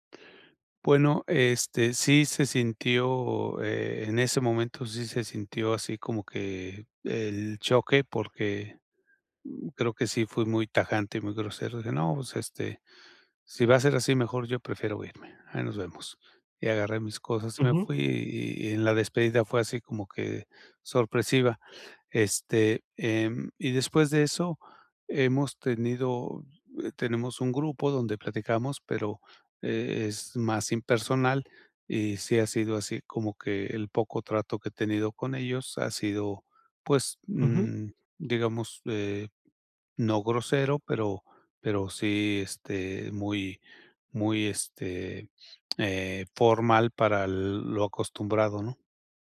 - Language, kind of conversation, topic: Spanish, advice, ¿Cómo puedo recuperarme después de un error social?
- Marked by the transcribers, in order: none